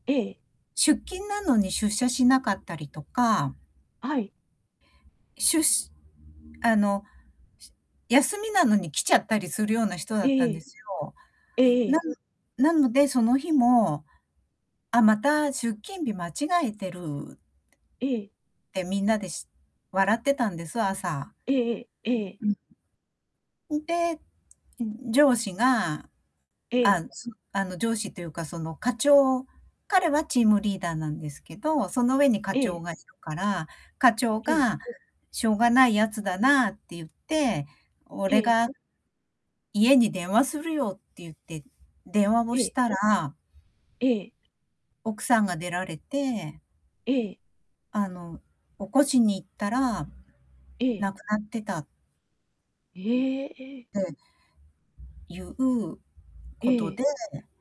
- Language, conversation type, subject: Japanese, advice, 大切な人の死をきっかけに、自分の人生の目的をどう問い直せばよいですか？
- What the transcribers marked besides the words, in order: other street noise; distorted speech; tapping; other background noise